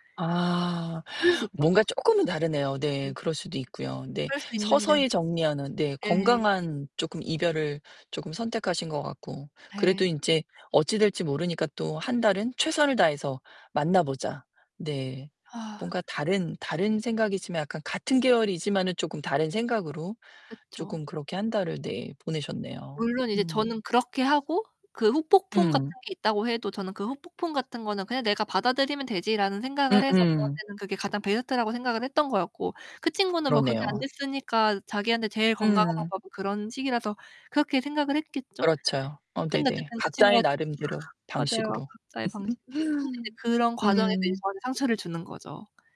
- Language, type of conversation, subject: Korean, advice, SNS에서 전 연인의 게시물을 볼 때마다 감정이 폭발하는 이유가 무엇인가요?
- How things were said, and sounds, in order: distorted speech; other background noise; laugh